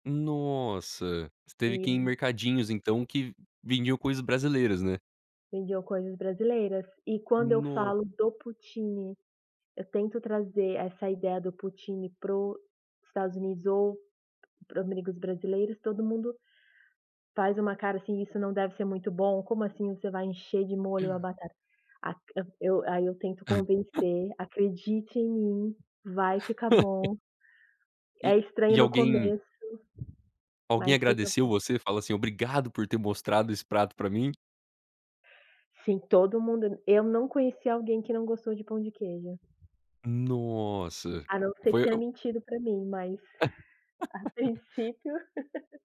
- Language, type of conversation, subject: Portuguese, podcast, Tem alguma comida de viagem que te marcou pra sempre?
- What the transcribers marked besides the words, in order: drawn out: "Nossa"; unintelligible speech; in French: "poutine"; in French: "poutine"; tapping; gasp; chuckle; laugh; other background noise; drawn out: "Nossa"; laugh; laughing while speaking: "a princípio"; laugh